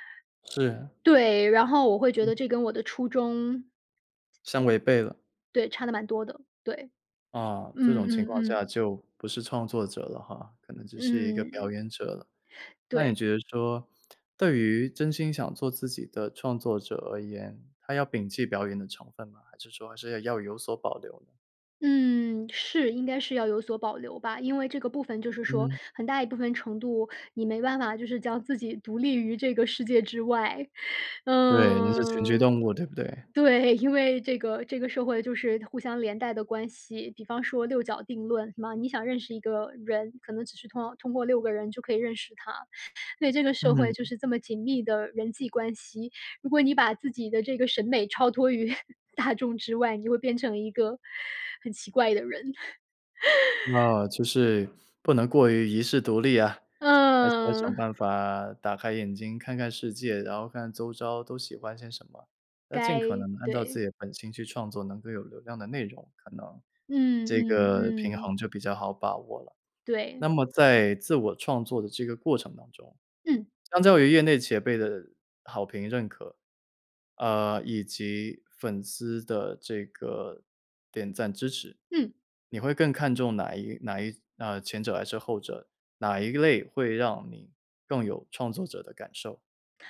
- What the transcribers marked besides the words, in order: other background noise; laughing while speaking: "于"; laugh; "前辈" said as "茄辈"
- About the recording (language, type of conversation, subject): Chinese, podcast, 你第一次什么时候觉得自己是创作者？